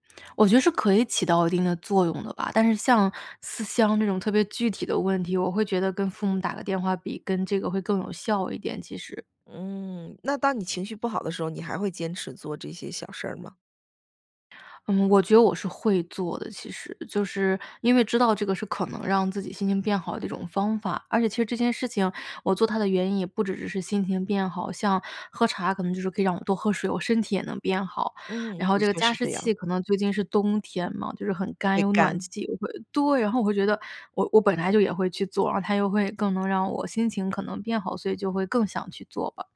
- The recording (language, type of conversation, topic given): Chinese, podcast, 你平常会做哪些小事让自己一整天都更有精神、心情更好吗？
- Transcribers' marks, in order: none